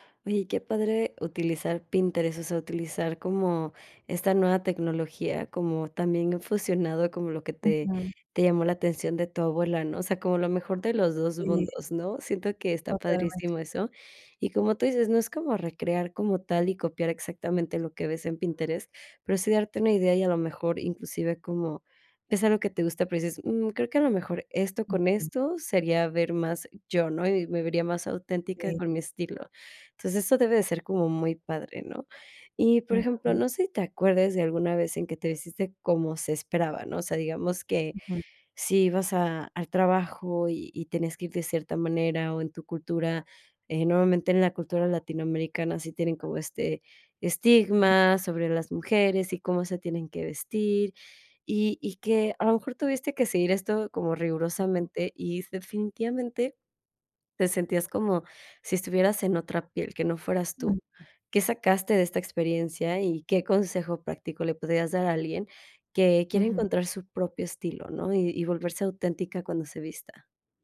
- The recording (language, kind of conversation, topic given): Spanish, podcast, ¿Qué te hace sentir auténtico al vestirte?
- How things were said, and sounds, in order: other noise